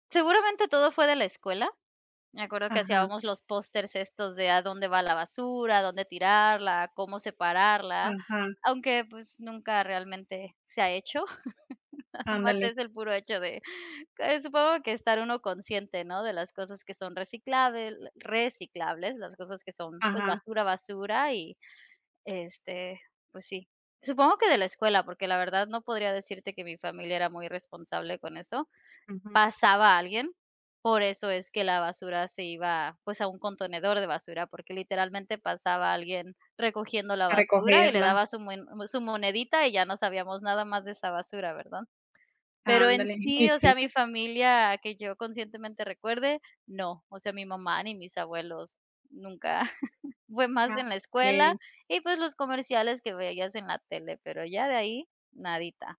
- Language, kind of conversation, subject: Spanish, unstructured, ¿Qué opinas sobre la gente que no recoge la basura en la calle?
- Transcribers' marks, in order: chuckle; "reciclables" said as "recicables"; chuckle